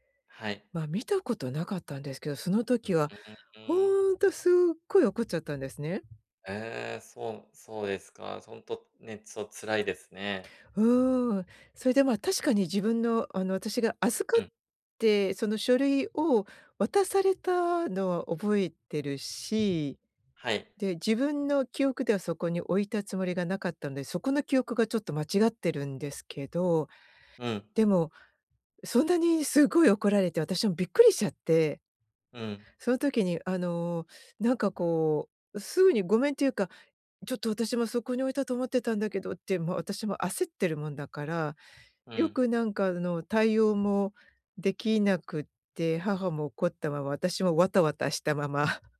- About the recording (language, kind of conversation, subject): Japanese, advice, ミスを認めて関係を修復するためには、どのような手順で信頼を回復すればよいですか？
- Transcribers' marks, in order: other background noise; laughing while speaking: "したまま"